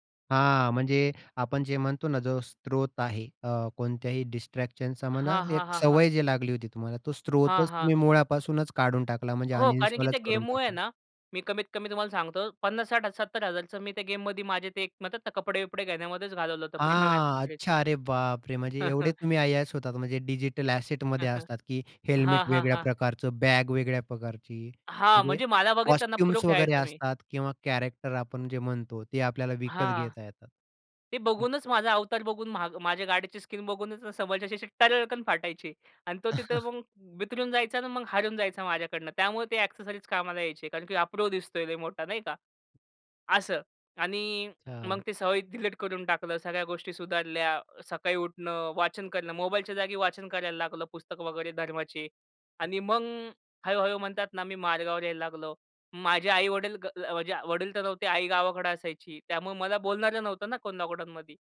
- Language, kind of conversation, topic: Marathi, podcast, कुठल्या सवयी बदलल्यामुळे तुमचं आयुष्य सुधारलं, सांगाल का?
- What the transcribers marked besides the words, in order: in English: "डिस्ट्रॅक्शनचा"; in English: "प्रीमियम एक्सेसरीज"; surprised: "हां. अच्छा, अरे बापरे!"; chuckle; chuckle; in English: "असेटमध्ये"; tapping; in English: "कॉस्ट्यूम्स"; in English: "कॅरेक्टर"; other background noise; chuckle; unintelligible speech